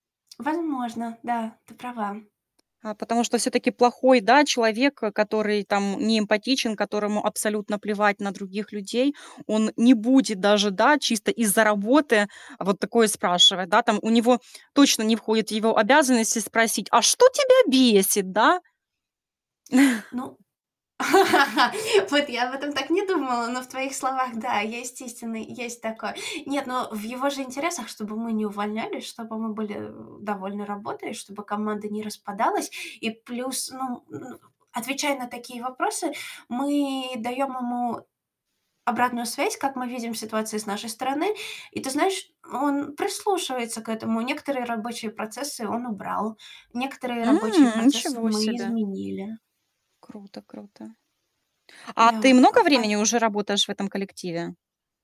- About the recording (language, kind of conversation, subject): Russian, podcast, Что, по-вашему, отличает хорошего менеджера?
- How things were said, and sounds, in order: put-on voice: "а что тебя бесит, да?"; chuckle; laugh; background speech; static